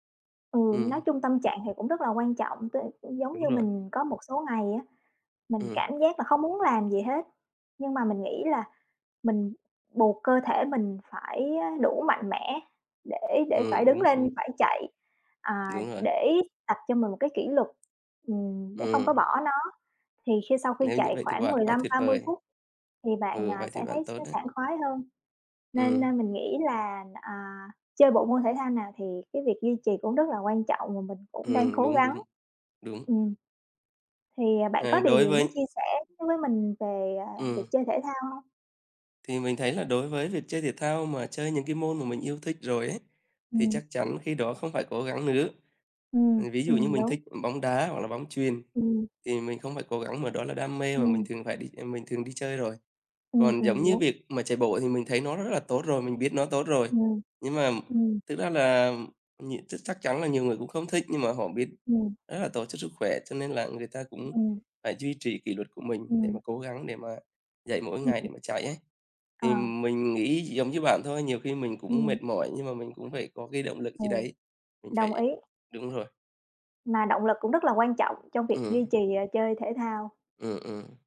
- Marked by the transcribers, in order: tapping; "nó" said as "só"; other background noise
- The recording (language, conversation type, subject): Vietnamese, unstructured, Những yếu tố nào bạn cân nhắc khi chọn một môn thể thao để chơi?